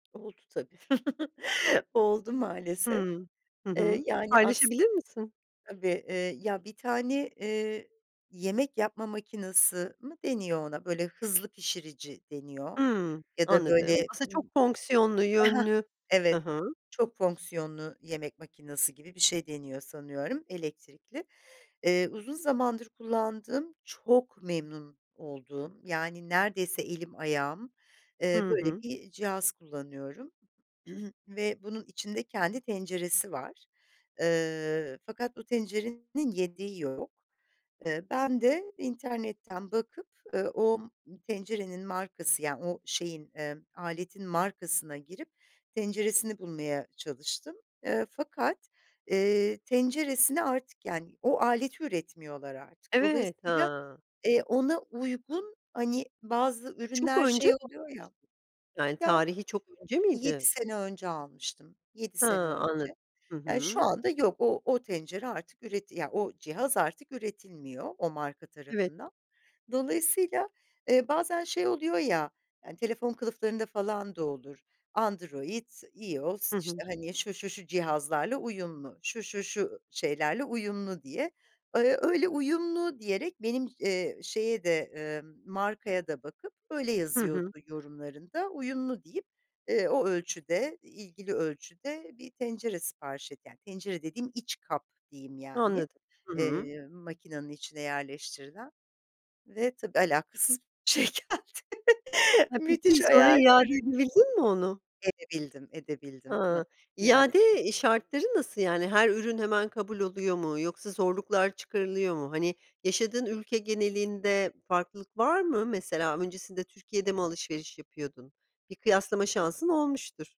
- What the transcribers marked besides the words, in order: chuckle; "makinesi" said as "makinası"; "makinesi" said as "makinası"; throat clearing; other background noise; laughing while speaking: "bir şey geldi. Müthiş hayal kırıklığı"; unintelligible speech; tapping
- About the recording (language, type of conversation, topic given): Turkish, podcast, Çevrim içi alışveriş yaparken nelere dikkat ediyorsun ve yaşadığın ilginç bir deneyim var mı?